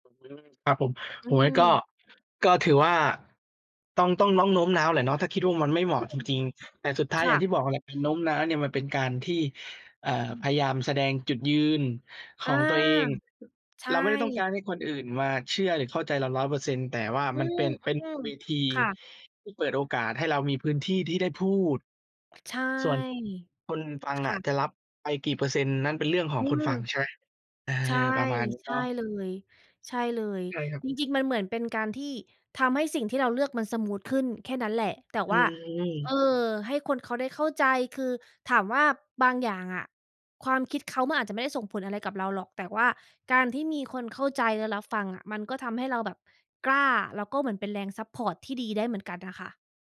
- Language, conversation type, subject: Thai, unstructured, คุณเคยพยายามโน้มน้าวใครสักคนให้มองเห็นตัวตนที่แท้จริงของคุณไหม?
- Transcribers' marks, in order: other background noise; in English: "ซัปพอร์ต"